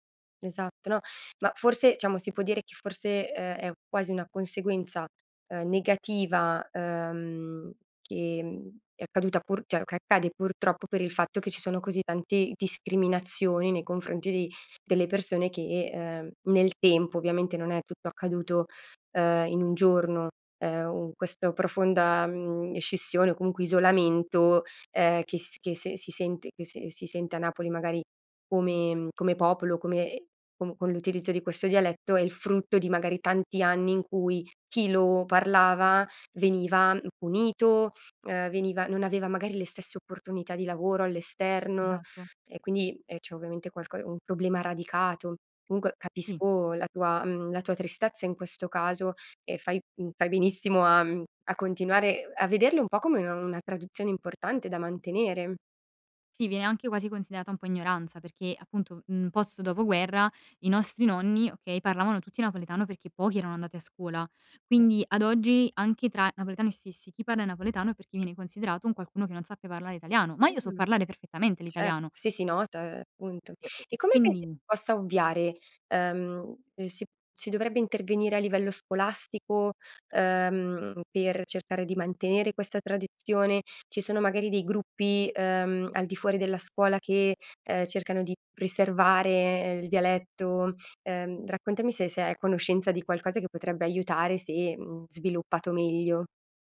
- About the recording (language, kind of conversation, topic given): Italian, podcast, Come ti ha influenzato la lingua che parli a casa?
- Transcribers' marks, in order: "diciamo" said as "ciamo"; other background noise; "cioè" said as "ceh"; tapping